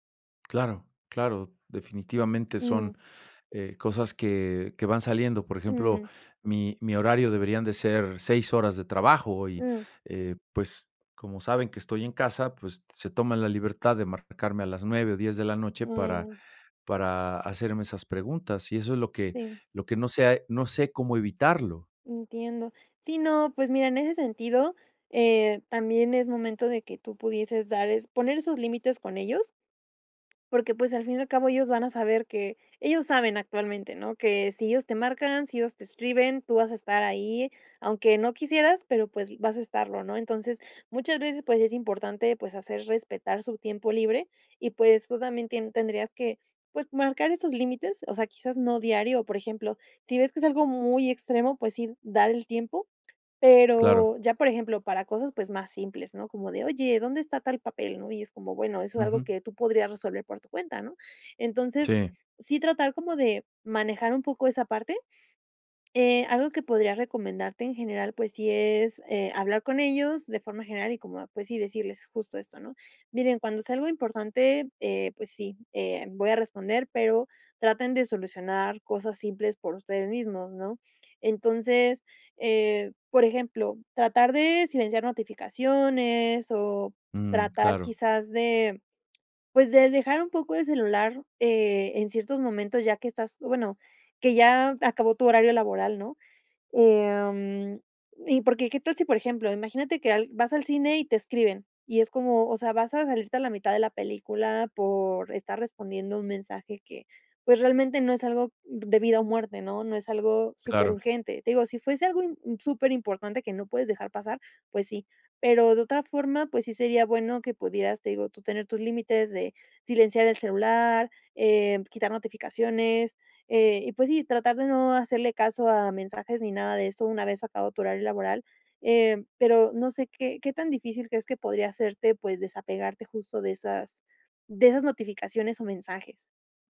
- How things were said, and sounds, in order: tapping; other background noise; drawn out: "em"
- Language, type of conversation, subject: Spanish, advice, ¿Cómo puedo evitar que las interrupciones arruinen mi planificación por bloques de tiempo?